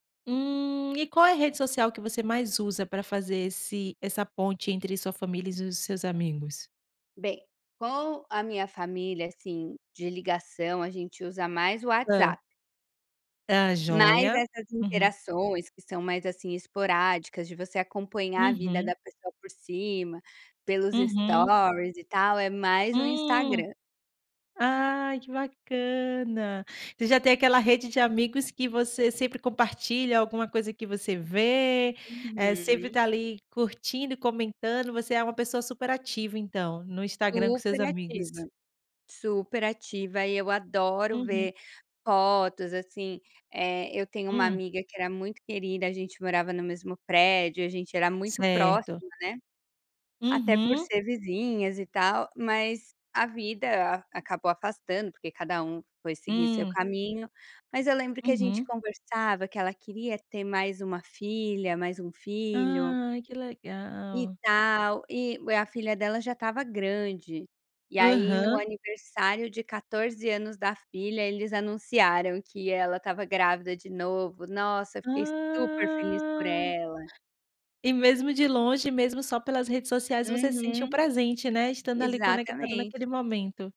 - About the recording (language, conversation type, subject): Portuguese, podcast, Qual papel as redes sociais têm na sua vida?
- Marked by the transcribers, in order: none